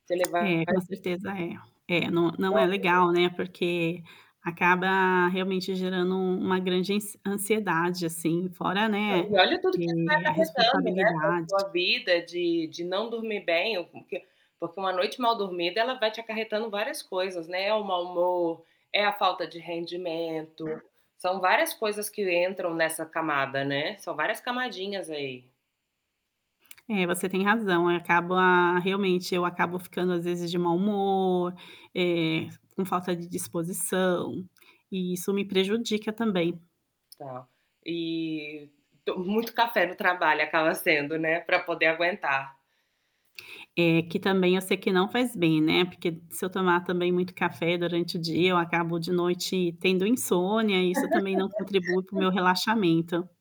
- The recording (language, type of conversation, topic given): Portuguese, advice, Por que tenho dificuldade em pedir ajuda ou delegar tarefas?
- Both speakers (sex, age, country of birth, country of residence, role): female, 35-39, Brazil, Spain, advisor; female, 45-49, Brazil, Italy, user
- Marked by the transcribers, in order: static; tapping; distorted speech; other background noise; laugh